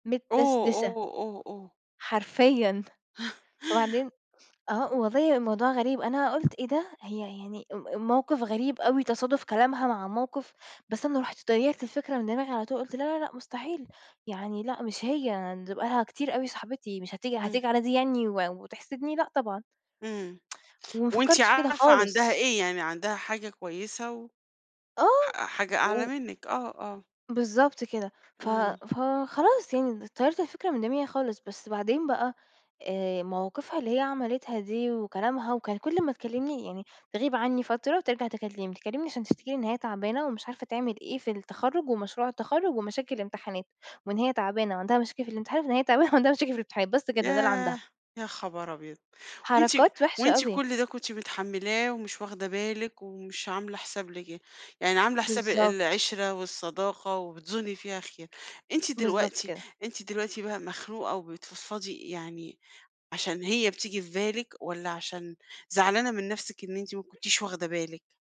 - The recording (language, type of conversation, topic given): Arabic, advice, إزاي بتتعاملوا مع الغيرة أو الحسد بين صحاب قريبين؟
- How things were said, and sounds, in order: laugh; tsk